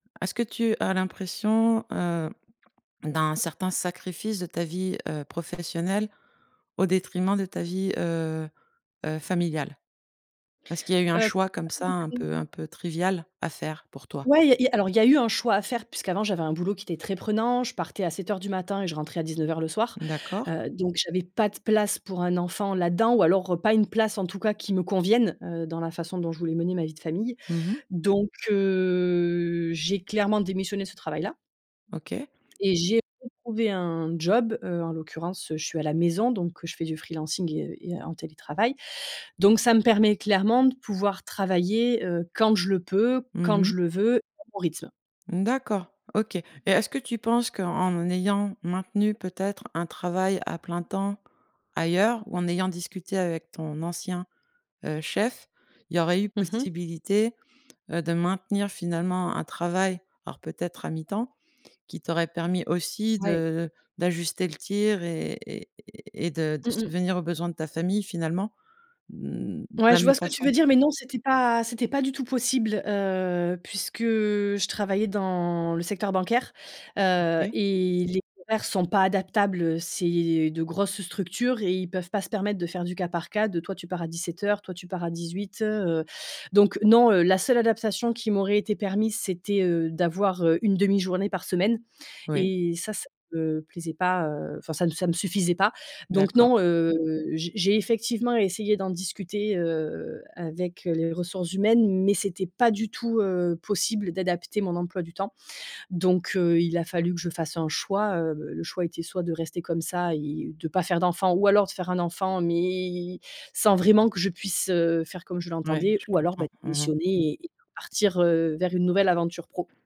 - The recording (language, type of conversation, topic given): French, podcast, Comment trouves-tu l’équilibre entre ta vie professionnelle et ta vie personnelle ?
- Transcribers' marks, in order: tapping; drawn out: "heu"; in English: "freelancing"; stressed: "pas du tout"